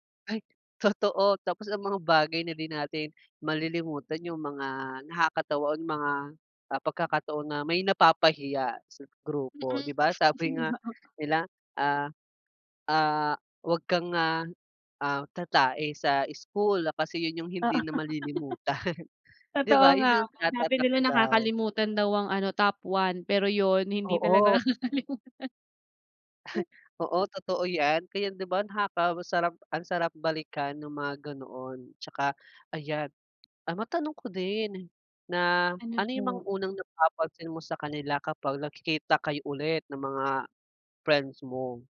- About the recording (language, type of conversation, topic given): Filipino, unstructured, Ano ang nararamdaman mo kapag muli kayong nagkikita ng mga kaibigan mo noong kabataan mo?
- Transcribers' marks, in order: laughing while speaking: "totoo"; giggle; laugh; scoff; laughing while speaking: "hindi talaga nakakalimutan"